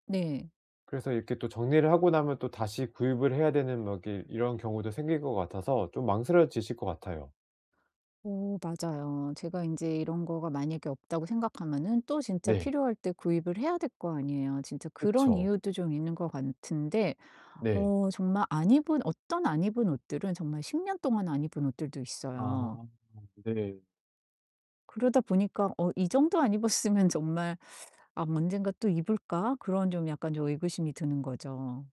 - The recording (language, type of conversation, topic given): Korean, advice, 집 안 물건 정리를 어디서부터 시작해야 하고, 기본 원칙은 무엇인가요?
- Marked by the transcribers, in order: none